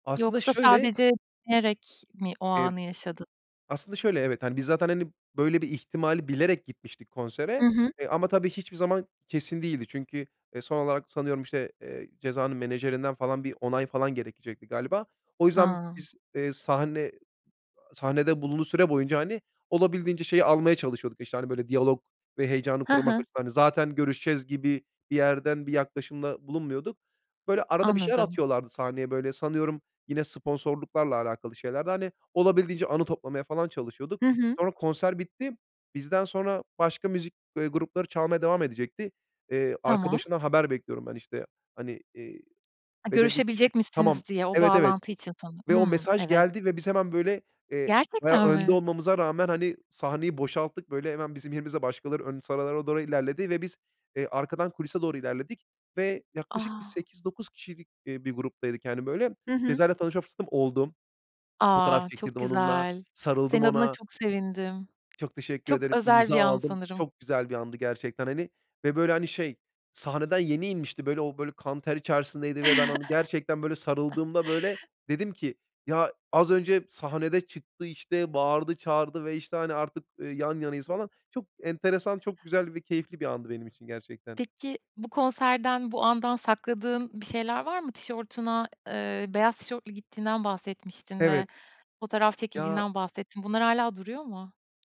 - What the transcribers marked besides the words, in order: unintelligible speech; tapping; other background noise; chuckle; "Tişörtüne" said as "tişortuna"
- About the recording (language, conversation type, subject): Turkish, podcast, Unutamadığın ilk konser deneyimini anlatır mısın?